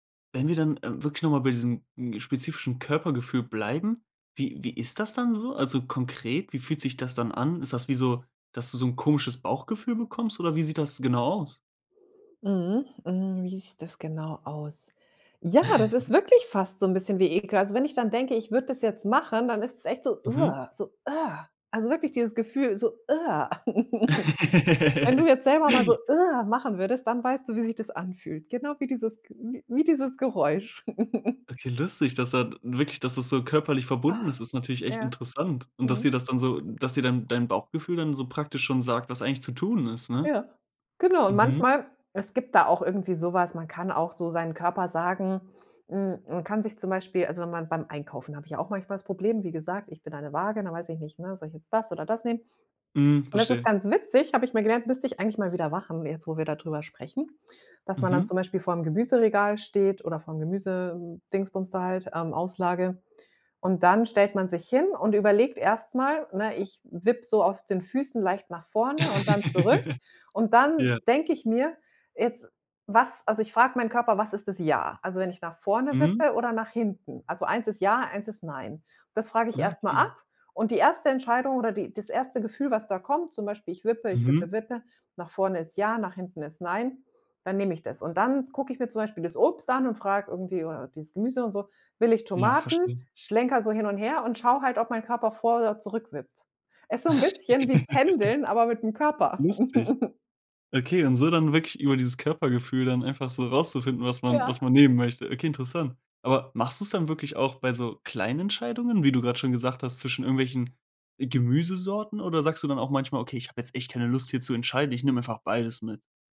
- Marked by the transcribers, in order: chuckle; other noise; laugh; chuckle; laugh; giggle; giggle; other background noise
- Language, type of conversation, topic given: German, podcast, Was hilft dir dabei, eine Entscheidung wirklich abzuschließen?